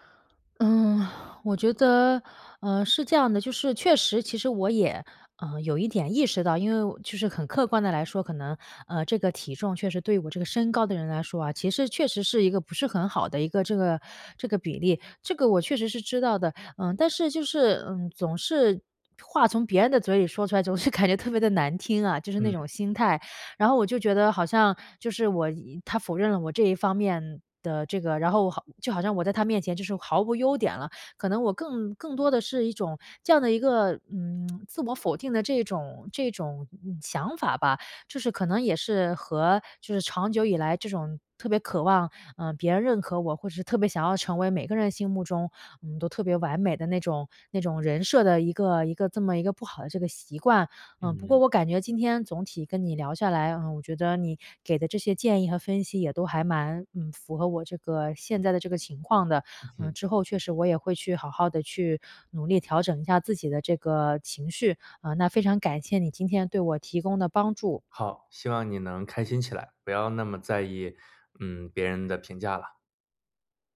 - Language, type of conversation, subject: Chinese, advice, 我总是过度在意别人的眼光和认可，该怎么才能放下？
- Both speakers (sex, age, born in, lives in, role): female, 35-39, China, United States, user; male, 30-34, China, United States, advisor
- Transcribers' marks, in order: sigh; laughing while speaking: "总是感觉特别地难听啊"; tsk